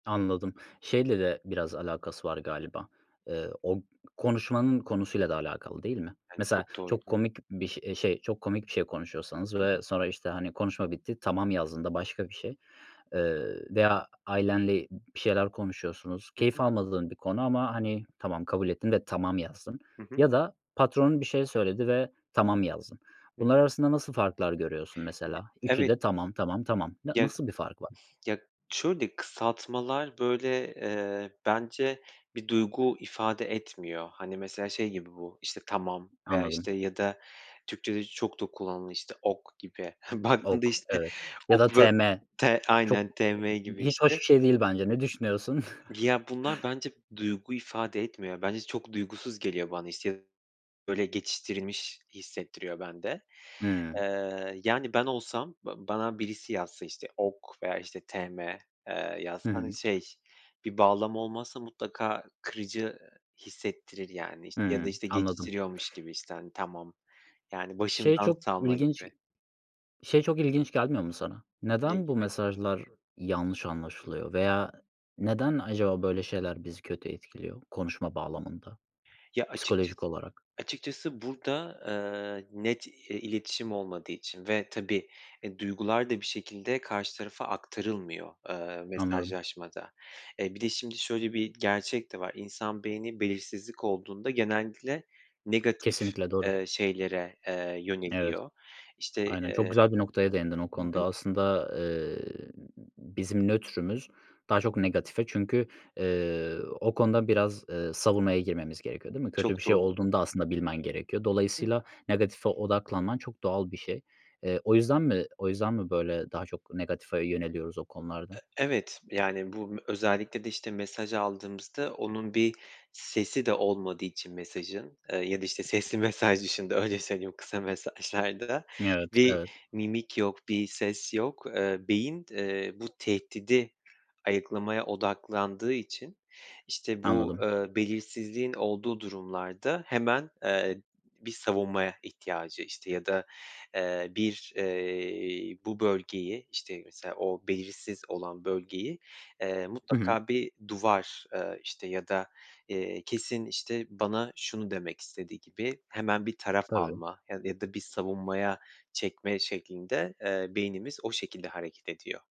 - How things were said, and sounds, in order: other background noise; tapping; chuckle; unintelligible speech; chuckle
- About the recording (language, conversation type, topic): Turkish, podcast, Kısa mesajlar sence neden sık sık yanlış anlaşılır?